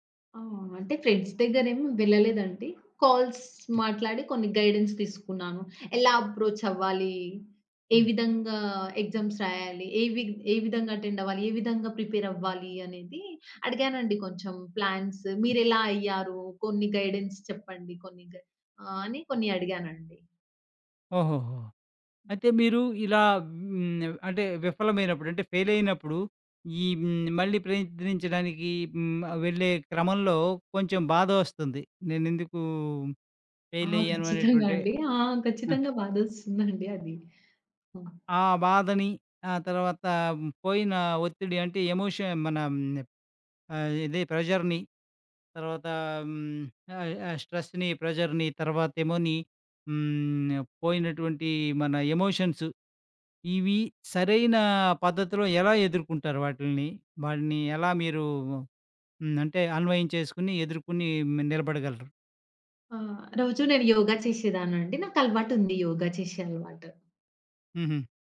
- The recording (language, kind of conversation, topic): Telugu, podcast, విఫలమైన తర్వాత మళ్లీ ప్రయత్నించేందుకు మీరు ఏమి చేస్తారు?
- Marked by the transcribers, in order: in English: "ఫ్రెండ్స్"; "వెళ్ళలేదండి" said as "వెళ్ళలేదంటి"; in English: "కాల్స్"; other background noise; in English: "గైడెన్స్"; in English: "అప్రోచ్"; in English: "ఎగ్జామ్స్"; in English: "అటెండ్"; in English: "ప్రిపేర్"; in English: "ప్లాన్స్"; in English: "గైడెన్స్"; in English: "ఫెయిల్"; giggle; in English: "ఎమోషన్"; in English: "ప్రెజర్‌ని"; in English: "స్ట్రెస్‌ని, ప్రెషర్‌ని"; in English: "ఎమోషన్స్"